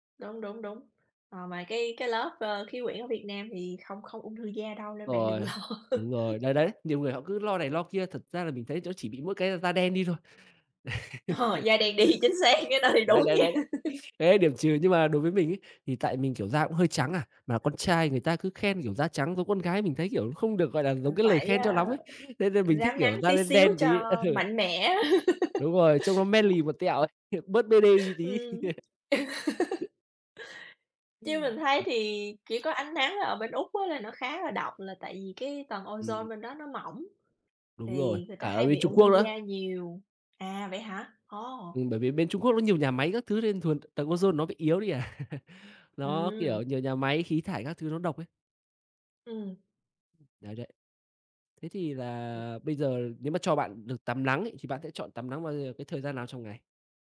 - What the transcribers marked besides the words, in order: laughing while speaking: "lo"; laugh; tapping; other background noise; laugh; laughing while speaking: "đi"; laughing while speaking: "xác, cái đó thì đúng nha"; laugh; laughing while speaking: "Ừ"; laugh; in English: "manly"; laugh; laugh; unintelligible speech
- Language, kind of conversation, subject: Vietnamese, unstructured, Thiên nhiên đã giúp bạn thư giãn trong cuộc sống như thế nào?